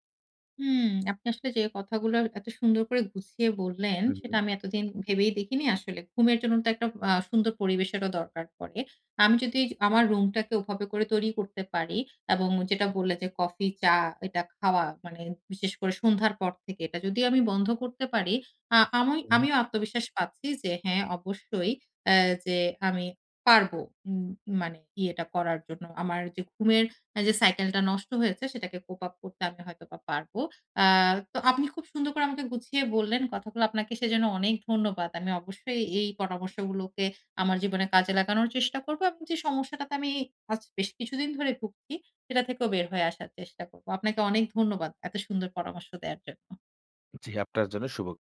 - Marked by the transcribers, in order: in English: "cope up"
- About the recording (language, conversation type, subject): Bengali, advice, সকালে খুব তাড়াতাড়ি ঘুম ভেঙে গেলে এবং রাতে আবার ঘুমাতে না পারলে কী করব?
- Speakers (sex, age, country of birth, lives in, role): female, 35-39, Bangladesh, Finland, user; male, 25-29, Bangladesh, Bangladesh, advisor